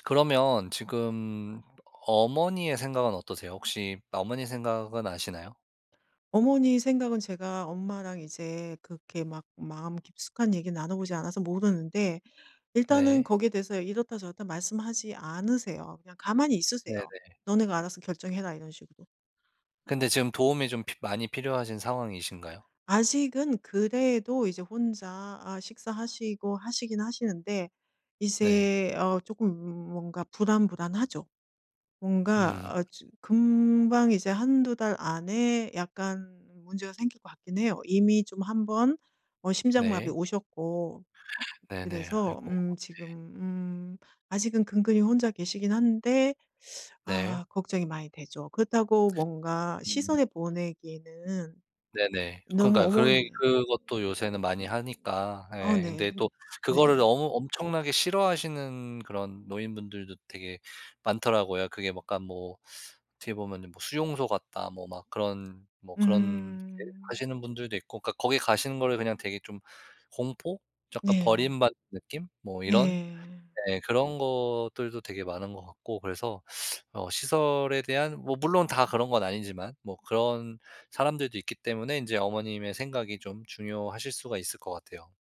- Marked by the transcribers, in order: other background noise; unintelligible speech
- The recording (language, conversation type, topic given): Korean, advice, 부모님의 건강이 악화되면서 돌봄과 의사결정 권한을 두고 가족 간에 갈등이 있는데, 어떻게 해결하면 좋을까요?